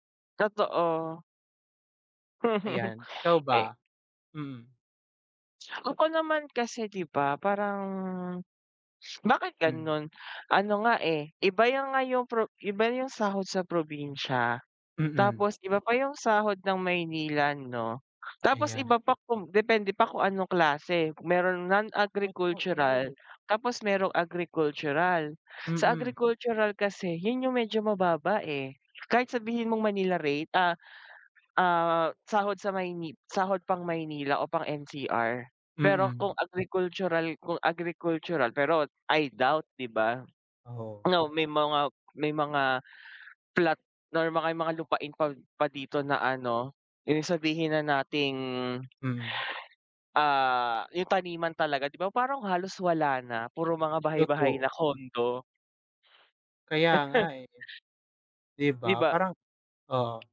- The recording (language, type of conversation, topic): Filipino, unstructured, Ano ang opinyon mo sa sistema ng sahod sa Pilipinas?
- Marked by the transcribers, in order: chuckle; other background noise; laugh